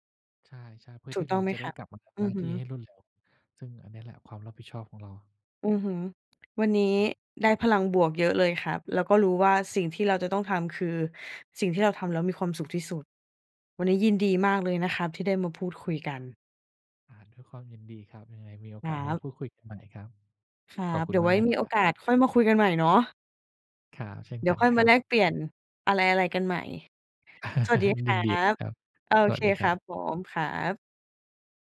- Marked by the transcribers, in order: other background noise; tapping; laugh
- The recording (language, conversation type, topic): Thai, podcast, การพักผ่อนแบบไหนช่วยให้คุณกลับมามีพลังอีกครั้ง?